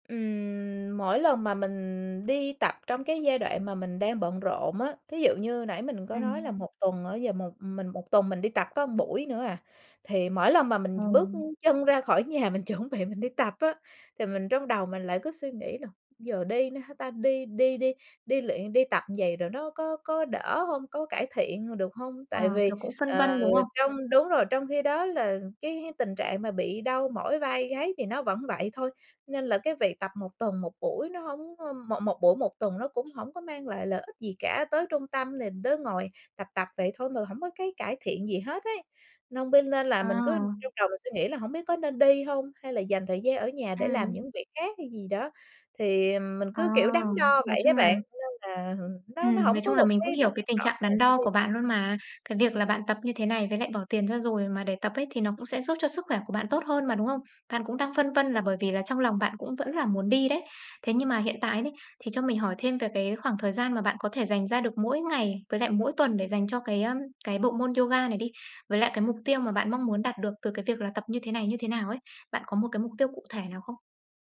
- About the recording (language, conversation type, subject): Vietnamese, advice, Làm sao để lấy lại động lực tập thể dục dù bạn biết rõ lợi ích?
- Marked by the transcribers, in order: laughing while speaking: "nhà mình chuẩn bị"; tapping; other background noise; unintelligible speech; chuckle; unintelligible speech; unintelligible speech